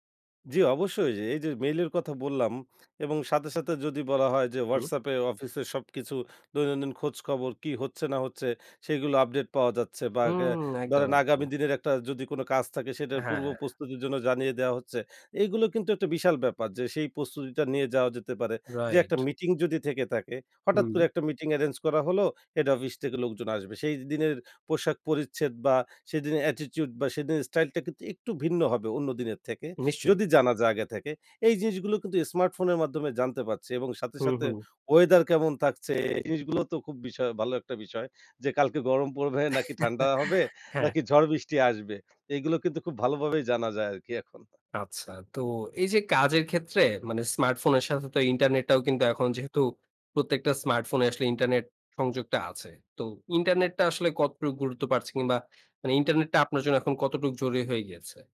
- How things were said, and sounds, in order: "ধরেন" said as "দরেন"; in English: "attitude"; "থাকছে" said as "তাকচে"; chuckle; tapping; "পাচ্ছে" said as "পারচ্ছে"; "জরুরী" said as "জরি"
- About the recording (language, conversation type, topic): Bengali, podcast, স্মার্টফোন আপনার দৈনন্দিন জীবন কীভাবে বদলে দিয়েছে?